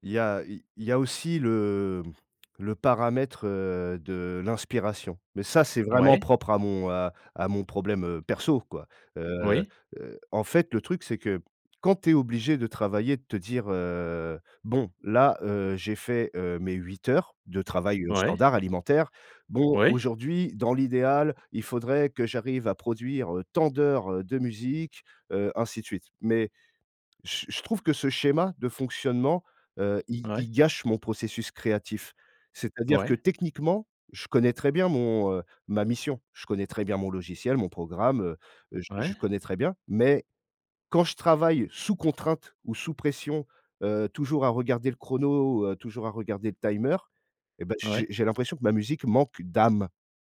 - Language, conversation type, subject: French, advice, Comment le stress et l’anxiété t’empêchent-ils de te concentrer sur un travail important ?
- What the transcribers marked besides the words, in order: stressed: "perso"